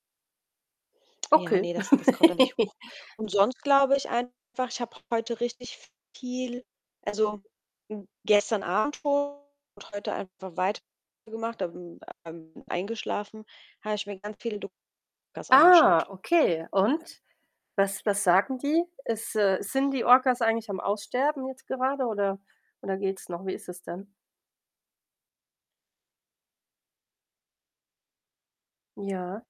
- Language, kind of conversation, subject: German, unstructured, Was nervt dich an Menschen, die Tiere nicht respektieren?
- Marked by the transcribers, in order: static; chuckle; distorted speech; unintelligible speech; surprised: "Ah"